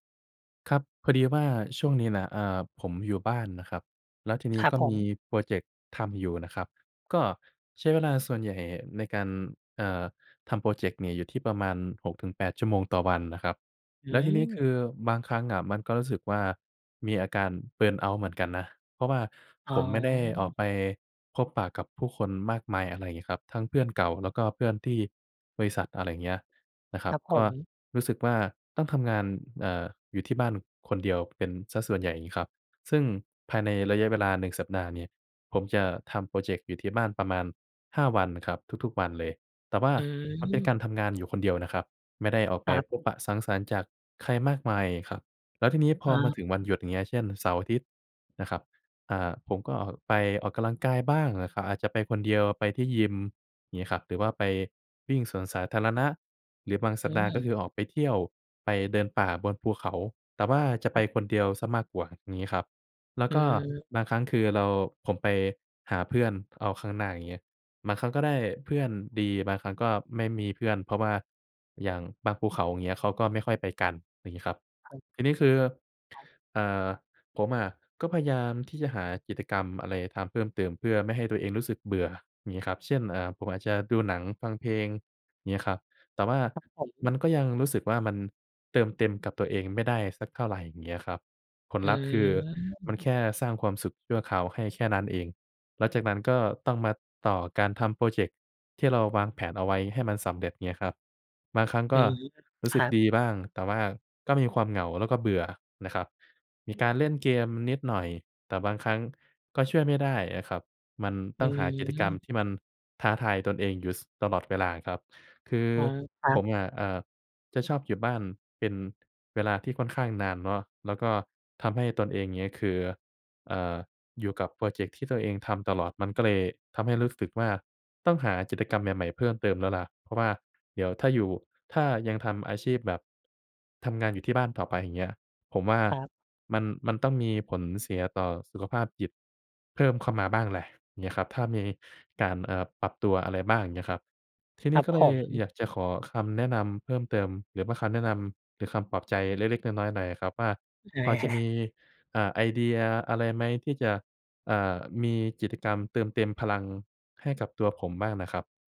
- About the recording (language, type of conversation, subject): Thai, advice, จะเริ่มจัดสรรเวลาเพื่อทำกิจกรรมที่ช่วยเติมพลังให้ตัวเองได้อย่างไร?
- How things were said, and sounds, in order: tapping; in English: "เบิร์นเอาต์"; other background noise